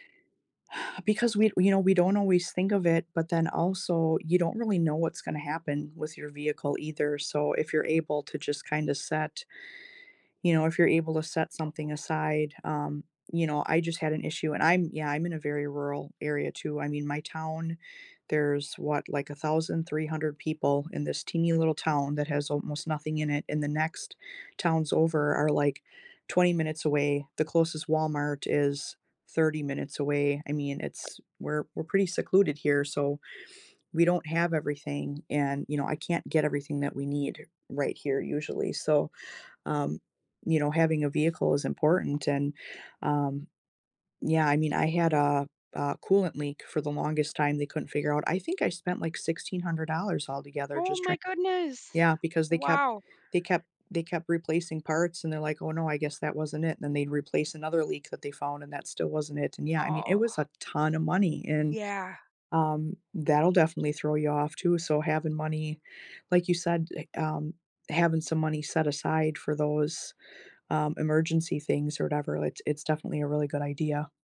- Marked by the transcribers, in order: sigh; other background noise
- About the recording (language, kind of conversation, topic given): English, unstructured, How can I create the simplest budget?